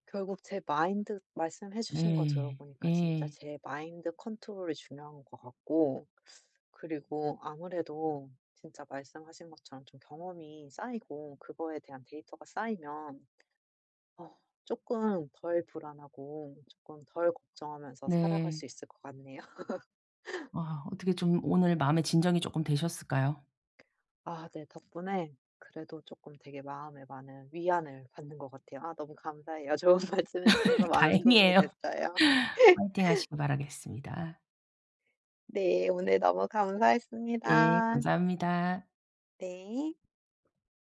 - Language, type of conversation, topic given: Korean, advice, 복잡한 일을 앞두고 불안감과 자기의심을 어떻게 줄일 수 있을까요?
- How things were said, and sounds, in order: other background noise; laugh; laughing while speaking: "좋은 말씀"; laugh; laughing while speaking: "다행이에요"; laugh